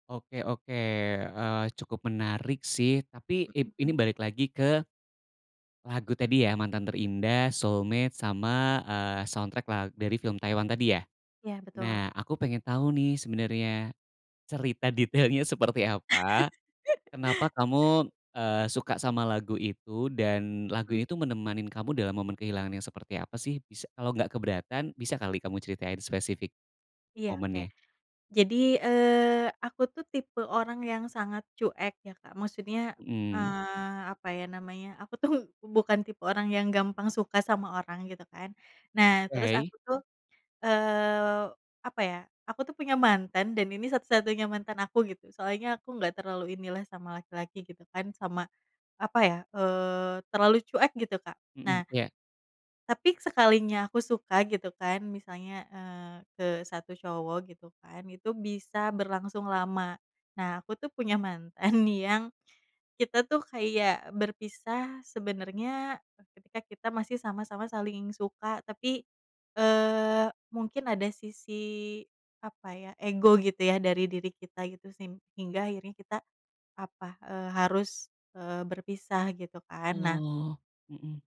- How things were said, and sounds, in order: in English: "soundtrack"; laughing while speaking: "detailnya"; laugh; laughing while speaking: "tuh"; laughing while speaking: "mantan"
- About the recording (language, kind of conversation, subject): Indonesian, podcast, Bagaimana lagu bisa membantu kamu menjalani proses kehilangan?